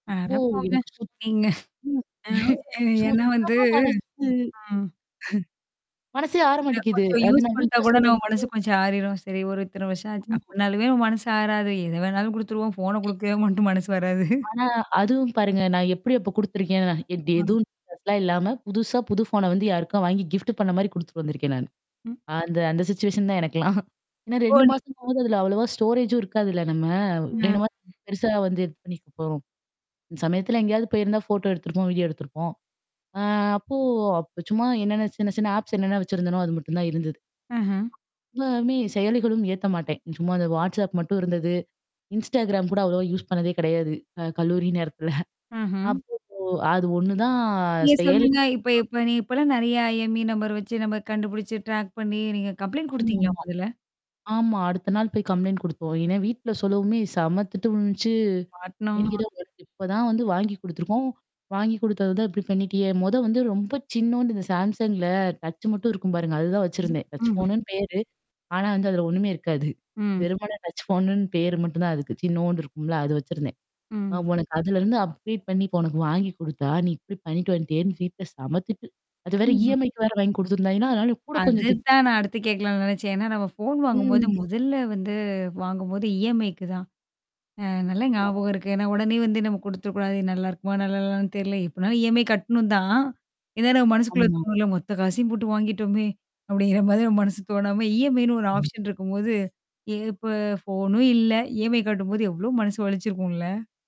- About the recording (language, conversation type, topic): Tamil, podcast, கைபேசி இல்லாமல் வழிதவறி விட்டால் நீங்கள் என்ன செய்வீர்கள்?
- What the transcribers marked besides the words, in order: static; tapping; distorted speech; chuckle; drawn out: "மனசு"; chuckle; drawn out: "வந்து"; other background noise; in English: "யூஸ்"; mechanical hum; laughing while speaking: "மட்டும் மனசு வராது"; in English: "கிஃப்ட்"; in English: "சிச்சுவேஷன்"; chuckle; in English: "ஸ்டோரேஜ்ம்"; other noise; in English: "ஆப்ஸ்"; in English: "யூஸ்"; laughing while speaking: "கல்லூரி நேரத்துல"; drawn out: "ஒண்ணுதான்"; in English: "ட்ராக்"; in English: "கம்ப்ளைிண்ட்"; in English: "கம்ப்ளைண்ட்"; in English: "டச்"; in English: "டச்"; in English: "டச்"; in English: "அப்டேட்"; laughing while speaking: "அப்டிங்கிற மாரி நம்ம மனசு தோணாம"; in English: "ஆப்ஷன்"